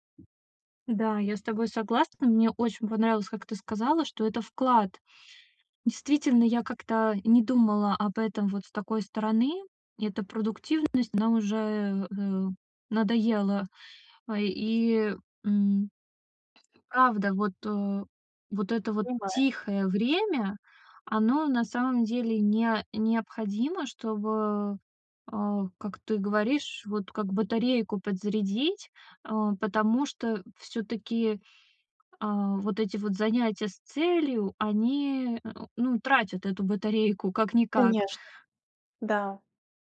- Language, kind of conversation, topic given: Russian, advice, Какие простые приятные занятия помогают отдохнуть без цели?
- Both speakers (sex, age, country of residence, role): female, 30-34, Estonia, user; female, 35-39, France, advisor
- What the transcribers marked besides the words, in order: tapping